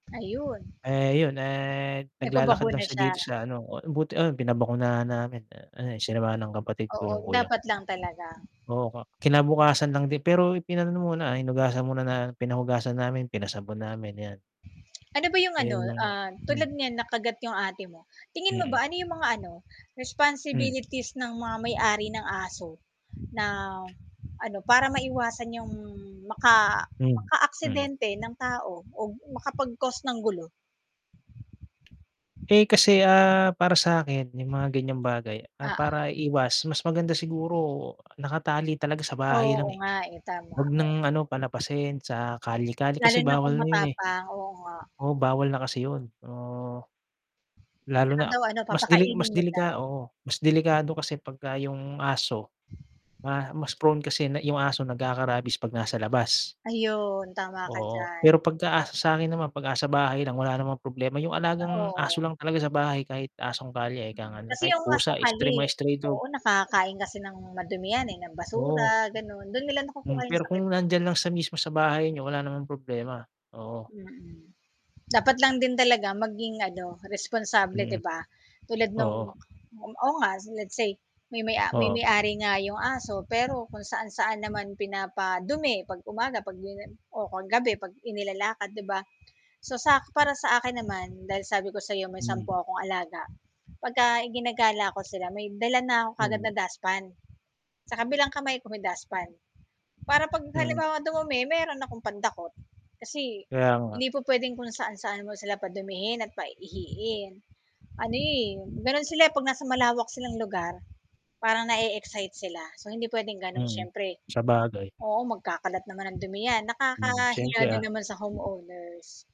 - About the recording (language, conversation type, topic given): Filipino, unstructured, Ano ang mga panganib kapag hindi binabantayan ang mga aso sa kapitbahayan?
- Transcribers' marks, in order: static; wind; tapping